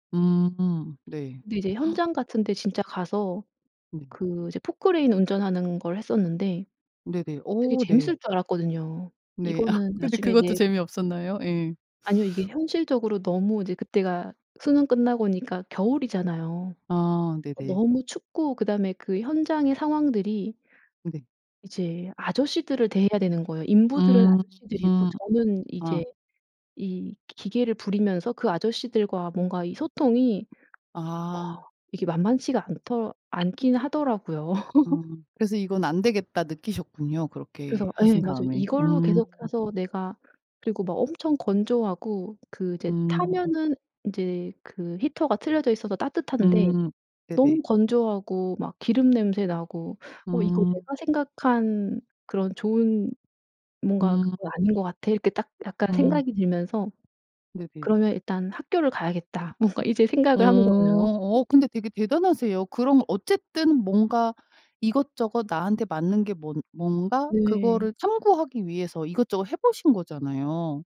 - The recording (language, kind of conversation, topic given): Korean, podcast, 가족이 원하는 직업과 내가 하고 싶은 일이 다를 때 어떻게 해야 할까?
- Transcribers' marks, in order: gasp; tapping; "포클레인" said as "포크레인"; laugh; other background noise; laugh; in English: "히터가"; laugh